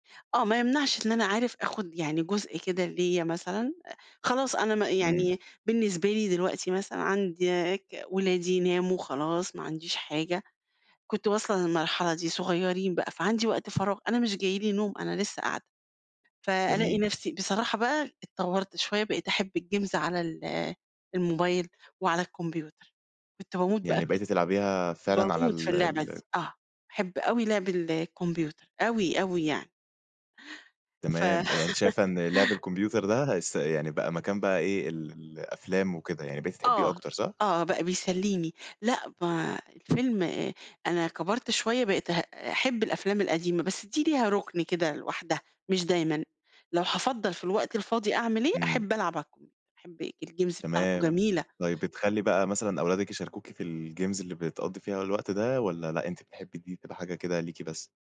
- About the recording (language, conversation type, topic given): Arabic, podcast, بتحب تقضي وقت فراغك بتتفرج على إيه أو بتعمل إيه؟
- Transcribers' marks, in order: other background noise; tapping; in English: "الجيمز"; background speech; laugh; in English: "الج الجيمز"; in English: "الجيمز"